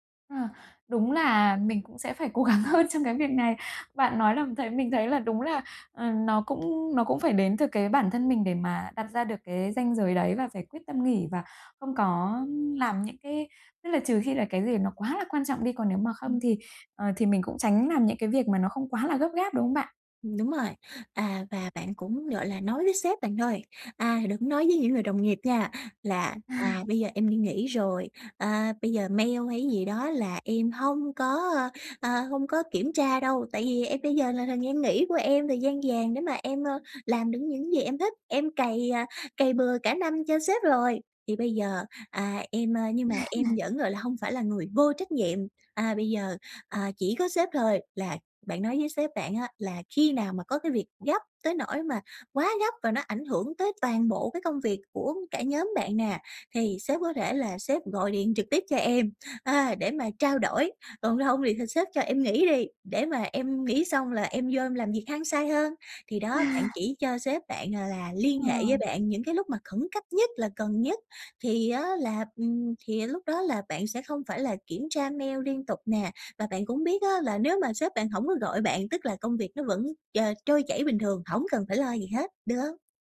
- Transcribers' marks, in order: laughing while speaking: "cố gắng hơn"; tapping; laughing while speaking: "À"; chuckle
- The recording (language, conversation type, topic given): Vietnamese, advice, Làm sao để giữ ranh giới công việc khi nghỉ phép?